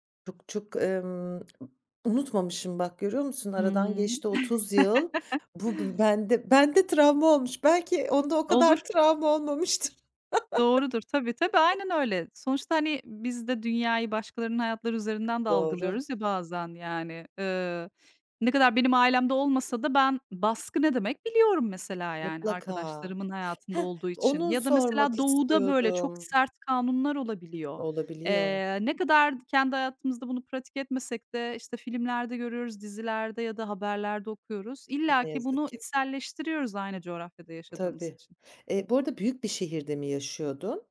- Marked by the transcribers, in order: lip smack; chuckle; laughing while speaking: "travma olmamıştır"; chuckle; other background noise
- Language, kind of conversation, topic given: Turkish, podcast, Ailenin kültürü kıyafet seçimlerini nasıl etkiler?